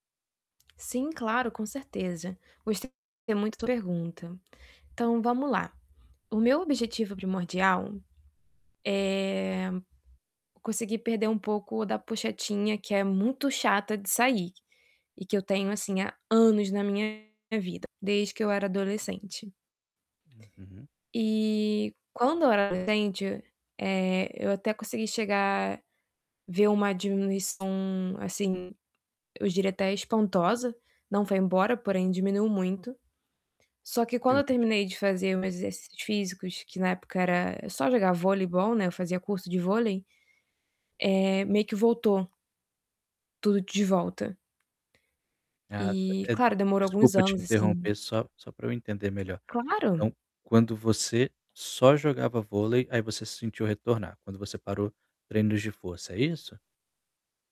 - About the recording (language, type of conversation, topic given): Portuguese, advice, Como posso superar um platô de desempenho nos treinos?
- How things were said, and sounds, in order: tapping; distorted speech; other background noise